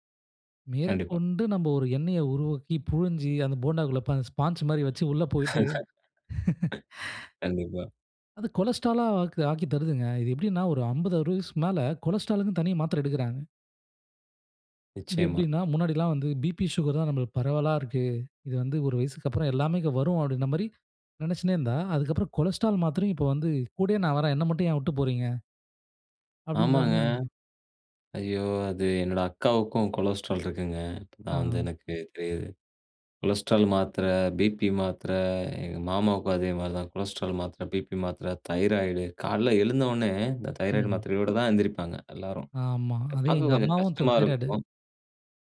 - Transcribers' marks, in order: unintelligible speech; in English: "ஸ்பான்ஜ்"; laugh; in English: "கொலஸ்டரால்"; in English: "கொலஸ்டரால்"; in English: "கொலஸ்டரால்"; "கூடவே" said as "கூடயே"; "விட்டு" said as "உட்டு"; in English: "கொலஸ்ட்ரால்"; unintelligible speech; in English: "கொலஸ்ட்ரால்"; "மாத்திரை" said as "மாத்ர"; "மாத்திரை" said as "மாத்ர"; "மாத்திரை" said as "மாத்ர"; "Pமாத்திரை" said as "மாத்ர"
- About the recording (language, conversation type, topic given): Tamil, podcast, உணவில் சிறிய மாற்றங்கள் எப்படி வாழ்க்கையை பாதிக்க முடியும்?